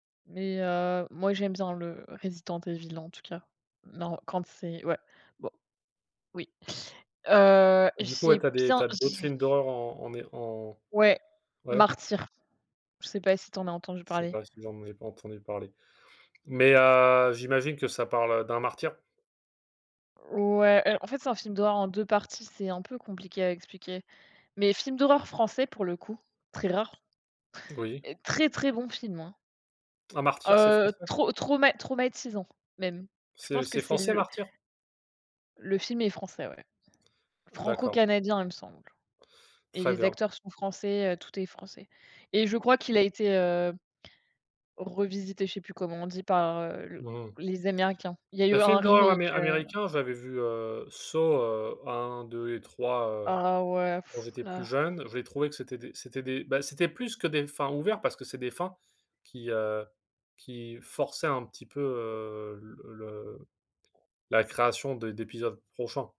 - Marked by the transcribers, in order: unintelligible speech; blowing; stressed: "forçaient"; other background noise
- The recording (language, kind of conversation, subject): French, unstructured, Les récits d’horreur avec une fin ouverte sont-ils plus stimulants que ceux qui se terminent de manière définitive ?